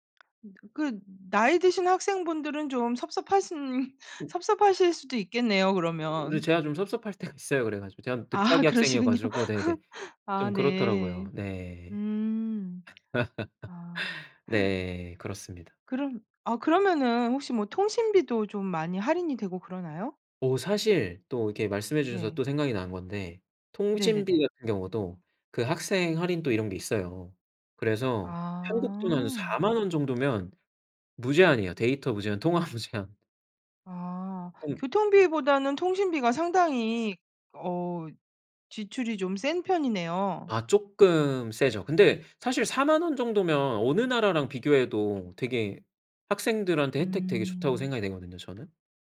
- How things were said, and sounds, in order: tapping; laughing while speaking: "섭섭하신"; other background noise; laughing while speaking: "때가"; laughing while speaking: "아 그러시군요"; laugh; laugh; gasp; laughing while speaking: "통화 무제한"
- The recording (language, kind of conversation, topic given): Korean, podcast, 생활비를 절약하는 습관에는 어떤 것들이 있나요?